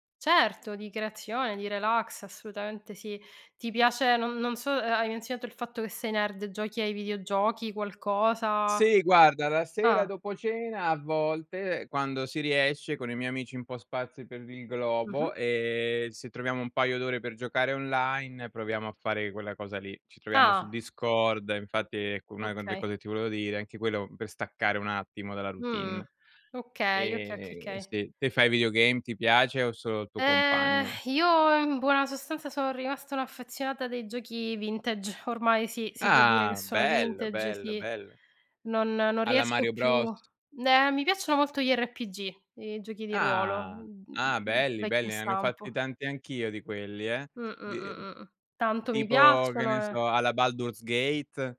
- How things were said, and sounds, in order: in English: "nerd"; "okay" said as "kay"; "okay" said as "kay"; in English: "videogame ?"; sigh; tapping
- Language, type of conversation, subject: Italian, unstructured, Come ti rilassi dopo una giornata stressante?
- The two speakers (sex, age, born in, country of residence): female, 40-44, Italy, Italy; male, 40-44, Italy, Italy